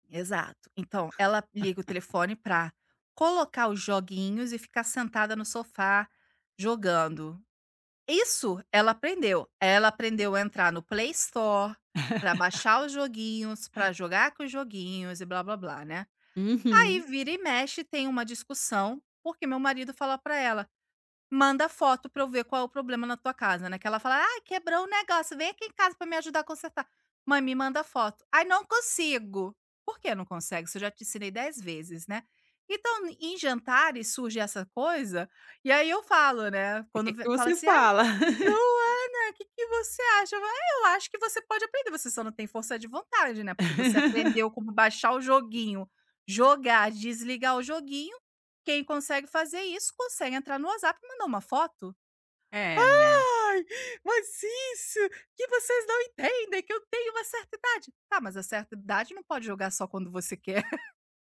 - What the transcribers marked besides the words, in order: other background noise; laugh; laugh; put-on voice: "Ai quebrou o negócio, vem aqui em casa para me ajudar consertar"; put-on voice: "Ai não consigo"; chuckle; put-on voice: "Ai, Luana, que que você acha?"; laugh; laugh; put-on voice: "Ah, mas isso, que vocês … uma certa idade"; chuckle
- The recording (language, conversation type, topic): Portuguese, advice, Como lidar com a pressão para concordar com a família em decisões importantes?